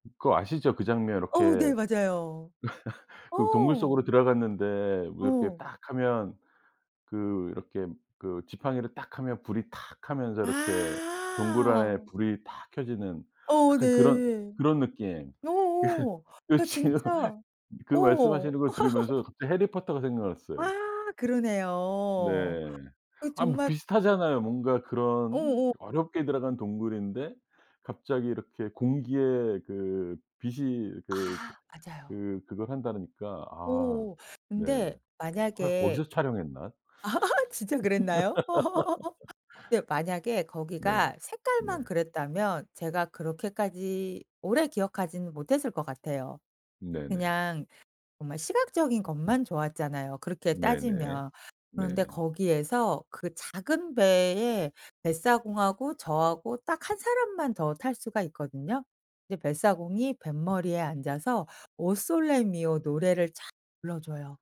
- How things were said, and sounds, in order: other background noise; laugh; laughing while speaking: "그 그 지금 그 말씀하시는"; laugh; laugh; tapping
- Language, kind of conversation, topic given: Korean, podcast, 여행 중 가장 의미 있었던 장소는 어디였나요?